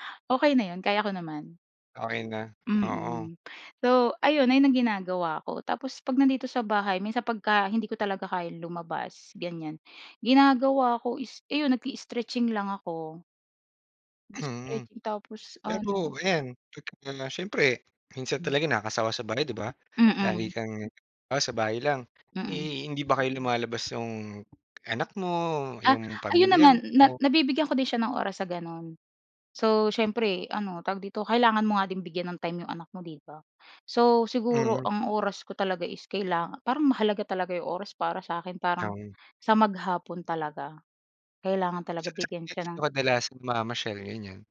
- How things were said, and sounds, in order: other background noise; unintelligible speech
- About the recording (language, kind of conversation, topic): Filipino, podcast, Ano ang ginagawa mo para alagaan ang sarili mo kapag sobrang abala ka?